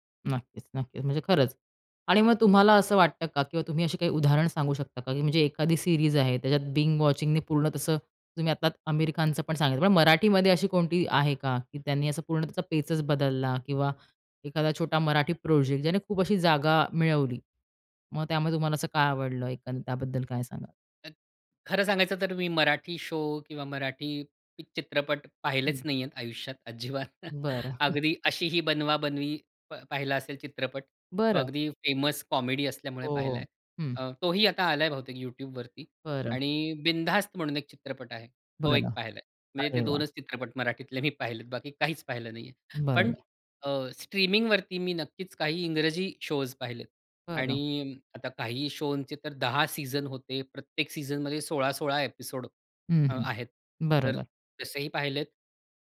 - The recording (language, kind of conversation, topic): Marathi, podcast, स्ट्रीमिंगमुळे कथा सांगण्याची पद्धत कशी बदलली आहे?
- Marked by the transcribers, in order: other background noise; in English: "बिंज वॉचिंगने"; tapping; unintelligible speech; in English: "शो"; laughing while speaking: "अजिबात"; chuckle; in English: "फेमस"; in English: "शोज"; in English: "शोंचे"; in English: "एपिसोड"